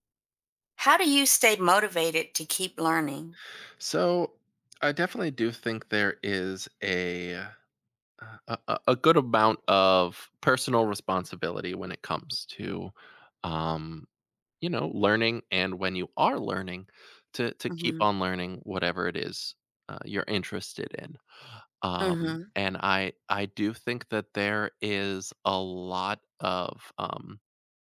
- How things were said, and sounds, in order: none
- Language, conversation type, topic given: English, podcast, What helps you keep your passion for learning alive over time?